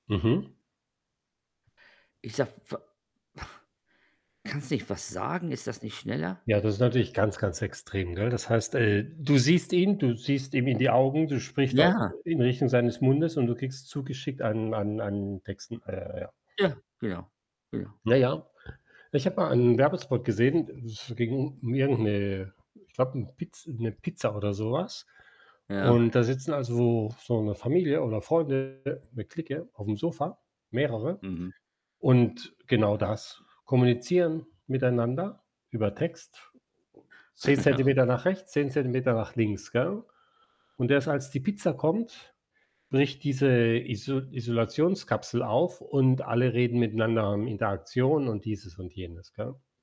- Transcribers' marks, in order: groan; other background noise; static; distorted speech; chuckle; laughing while speaking: "Ja"
- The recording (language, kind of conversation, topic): German, unstructured, Welche Rolle spielen soziale Medien in unserer Gesellschaft?